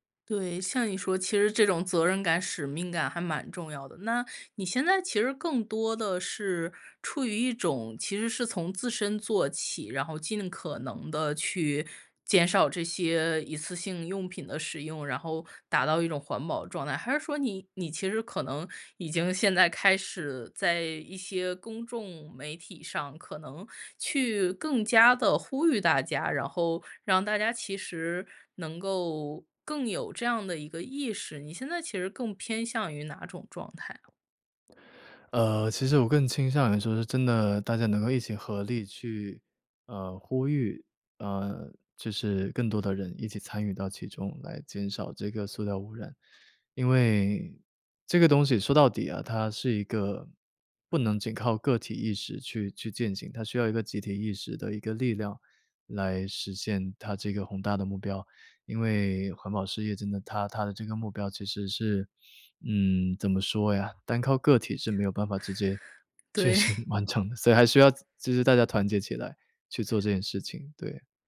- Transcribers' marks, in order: laughing while speaking: "确行完成"; laughing while speaking: "对"
- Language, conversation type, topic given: Chinese, podcast, 你会怎么减少一次性塑料的使用？